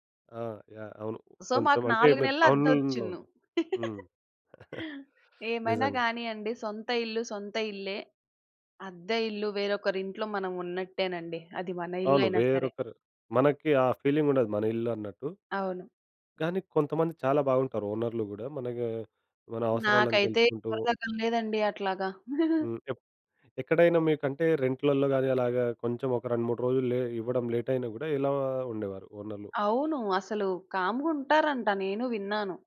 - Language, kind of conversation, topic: Telugu, podcast, అద్దె ఇంటికి మీ వ్యక్తిగత ముద్రను సహజంగా ఎలా తీసుకురావచ్చు?
- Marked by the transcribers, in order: in English: "సో"; chuckle; gasp; chuckle; chuckle; in English: "రెంట్‌లల్లో"; in English: "కామ్‌గుంటారంట"